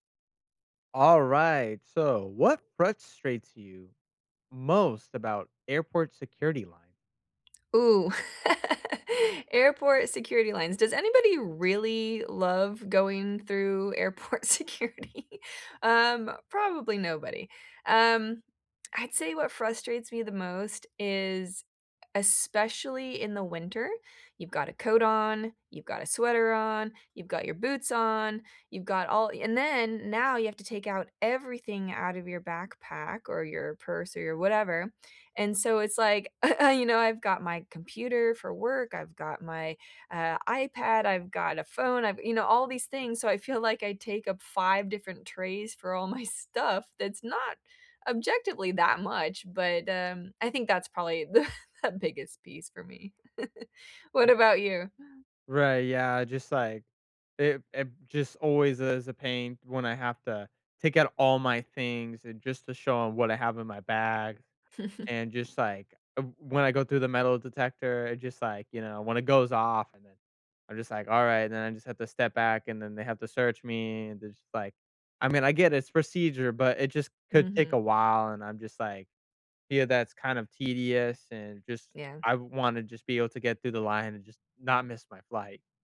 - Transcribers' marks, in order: laugh; laughing while speaking: "airport security?"; chuckle; laughing while speaking: "the"; chuckle; other background noise; chuckle; tapping
- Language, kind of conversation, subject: English, unstructured, What frustrates you most about airport security lines?
- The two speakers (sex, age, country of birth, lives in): female, 40-44, United States, United States; male, 20-24, United States, United States